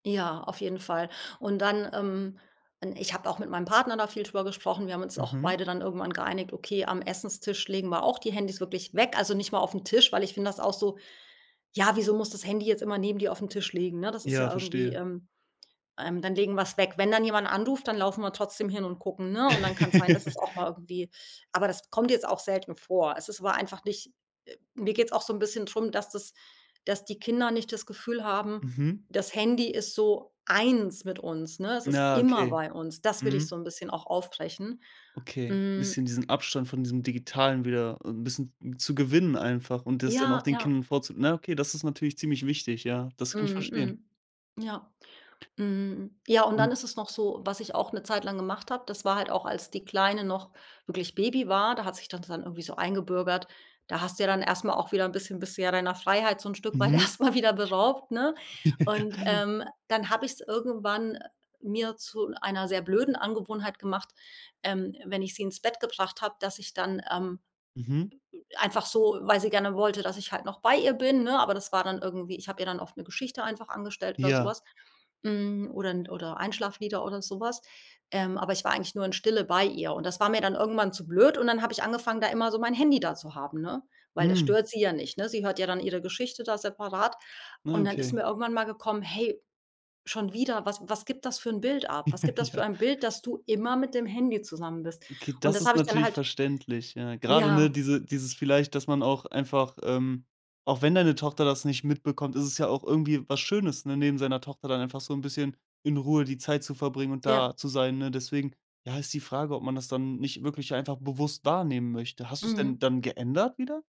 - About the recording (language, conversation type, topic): German, podcast, Mal ehrlich, wie oft checkst du dein Handy am Tag?
- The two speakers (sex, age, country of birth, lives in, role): female, 40-44, Germany, Portugal, guest; male, 20-24, Germany, Germany, host
- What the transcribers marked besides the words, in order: other background noise; laugh; stressed: "eins"; stressed: "immer"; laughing while speaking: "erst mal"; chuckle; other noise; chuckle; laughing while speaking: "Ja"; stressed: "immer"